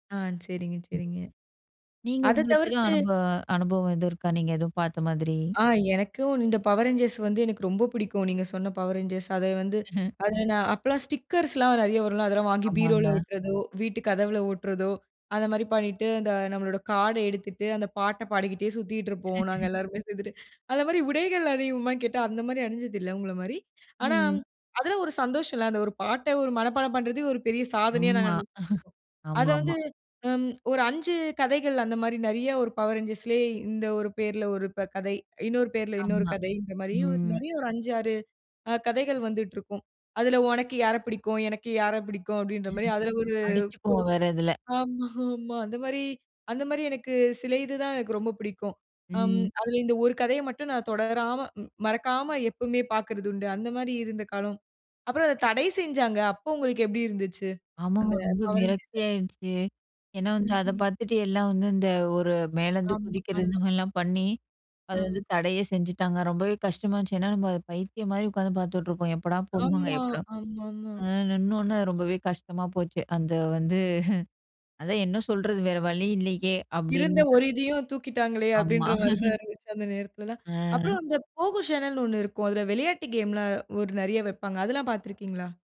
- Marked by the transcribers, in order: chuckle; other noise; in English: "ஸ்டிக்கர்ஸ்லாம்"; chuckle; laughing while speaking: "அந்த மாரி உடைகள் அனிவோமானு கேட்டா"; chuckle; drawn out: "ம்"; chuckle; chuckle; chuckle; chuckle
- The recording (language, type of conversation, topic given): Tamil, podcast, குழந்தைக் காலத்தில் தொலைக்காட்சியில் பார்த்த நிகழ்ச்சிகளில் உங்களுக்கு இன்றும் நினைவில் நிற்கும் ஒன்று எது?